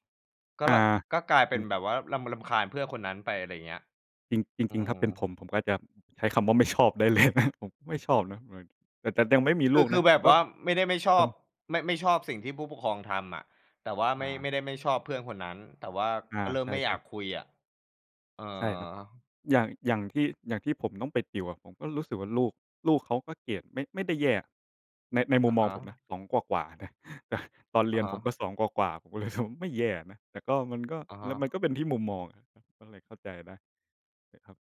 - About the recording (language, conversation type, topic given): Thai, unstructured, การถูกกดดันให้ต้องได้คะแนนดีทำให้คุณเครียดไหม?
- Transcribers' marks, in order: laughing while speaking: "ชอบ"; laughing while speaking: "เลย"; laughing while speaking: "ก็รู้สึก"